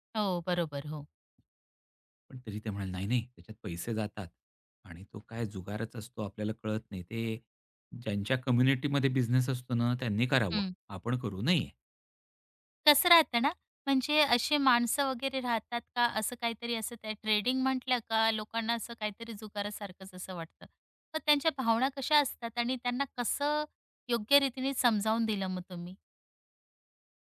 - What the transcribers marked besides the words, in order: other background noise; in English: "कम्युनिटीमध्ये"; tapping; in English: "ट्रेडिंग"
- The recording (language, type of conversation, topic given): Marathi, podcast, इतरांचं ऐकूनही ठाम कसं राहता?